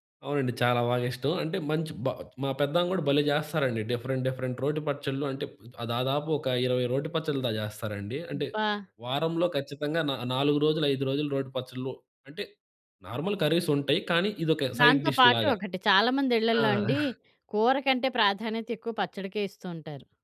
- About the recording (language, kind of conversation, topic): Telugu, podcast, ఇంట్లో అడుగు పెట్టగానే మీకు ముందుగా ఏది గుర్తుకు వస్తుంది?
- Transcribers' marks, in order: in English: "డిఫరెంట్ డిఫరెంట్"; in English: "నార్మల్"; in English: "సైడ్ డిష్"; giggle; other background noise